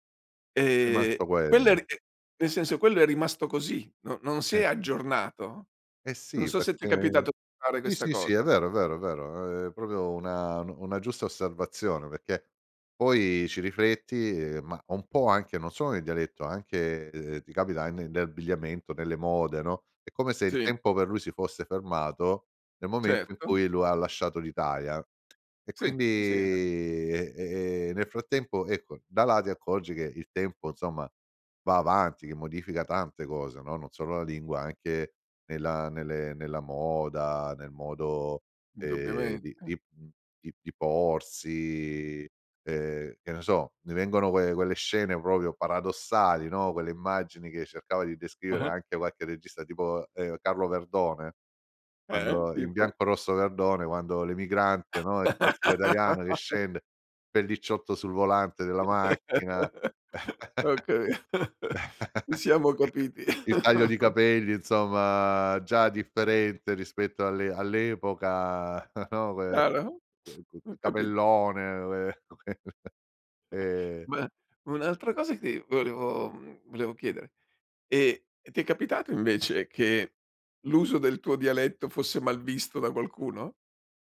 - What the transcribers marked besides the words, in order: chuckle; "proprio" said as "propio"; "giusta" said as "giussa"; tapping; "insomma" said as "inzomma"; "proprio" said as "propio"; laugh; laugh; laughing while speaking: "Ho capito"; chuckle; chuckle; "insomma" said as "inzomma"; other background noise; chuckle
- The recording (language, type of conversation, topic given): Italian, podcast, Che ruolo ha il dialetto nella tua identità?